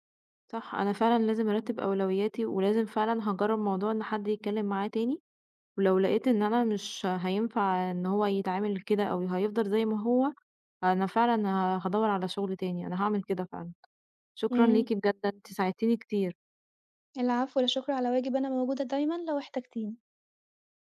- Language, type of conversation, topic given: Arabic, advice, إزاي أتعامل مع ضغط الإدارة والزمايل المستمر اللي مسببلي إرهاق نفسي؟
- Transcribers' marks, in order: tapping